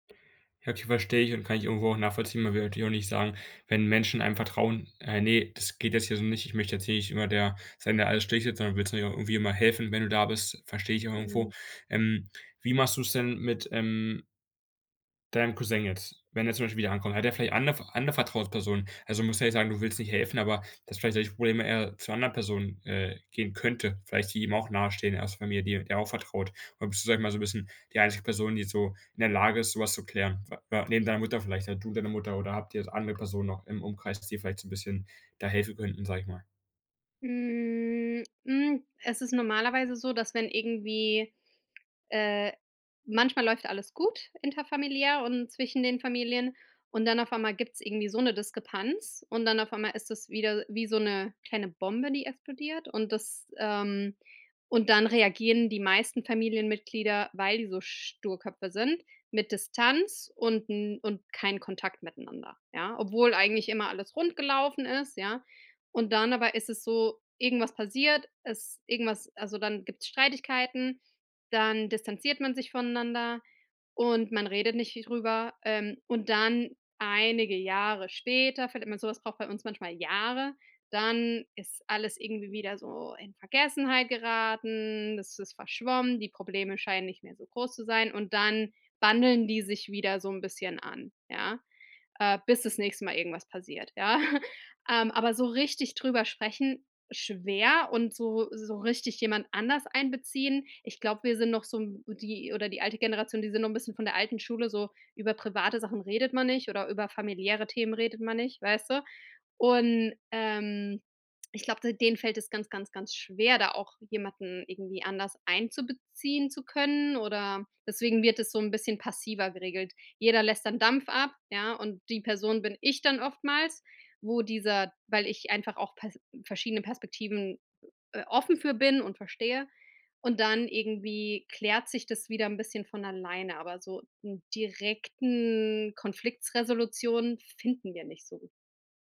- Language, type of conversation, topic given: German, advice, Wie können wir Rollen und Aufgaben in der erweiterten Familie fair aufteilen?
- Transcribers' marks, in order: unintelligible speech; drawn out: "Hm"; other background noise; stressed: "so"; stressed: "Distanz"; drawn out: "Jahre"; chuckle; drawn out: "ähm"; stressed: "ich"